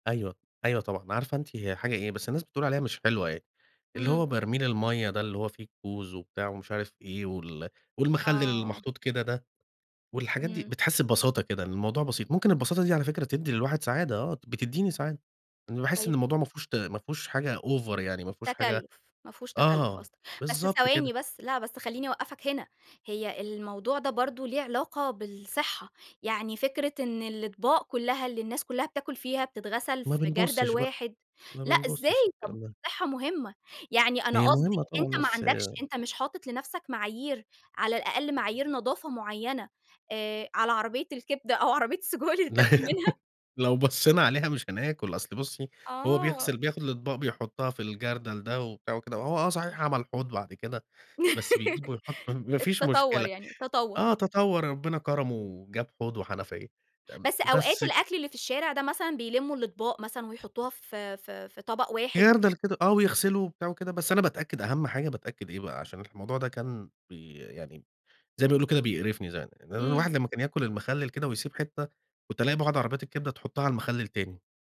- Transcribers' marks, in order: in English: "over"; laughing while speaking: "أو عربية السجق اللي بتاكل منها؟"; laugh; laugh
- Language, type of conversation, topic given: Arabic, podcast, احكي عن أكلة شارع ما بتملّش منها؟